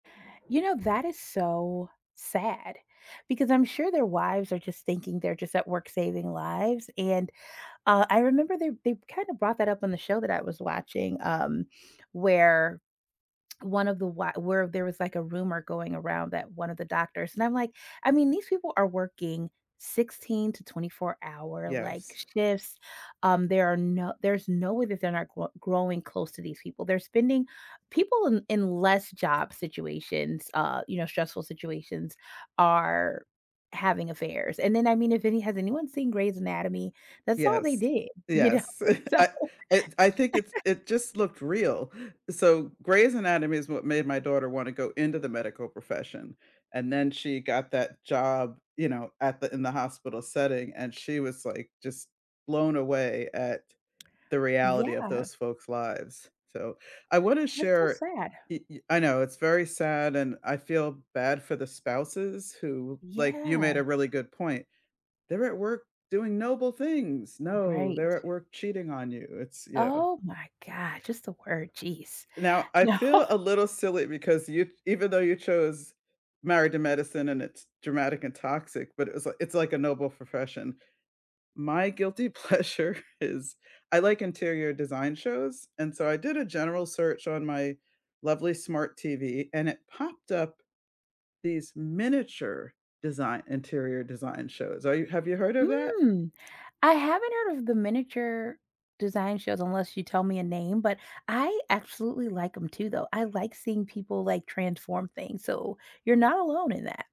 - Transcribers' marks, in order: tapping; chuckle; laughing while speaking: "you know, so"; laugh; laughing while speaking: "No"; laughing while speaking: "guilty pleasure is"; other background noise
- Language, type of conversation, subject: English, unstructured, What reality TV shows can you not stop watching, even the ones you feel a little guilty about?